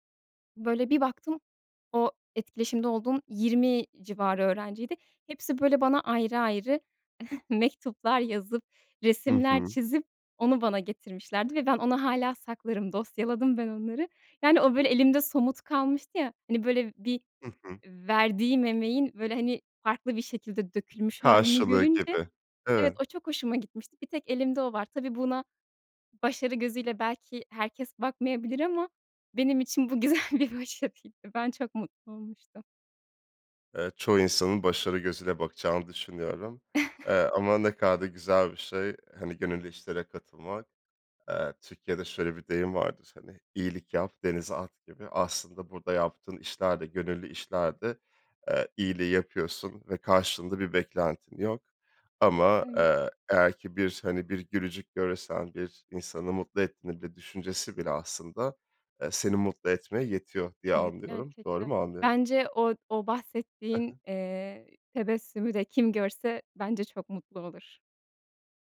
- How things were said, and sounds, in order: chuckle; laughing while speaking: "bu güzel bir başarıydı"; chuckle
- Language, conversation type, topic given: Turkish, podcast, İnsanları gönüllü çalışmalara katılmaya nasıl teşvik edersin?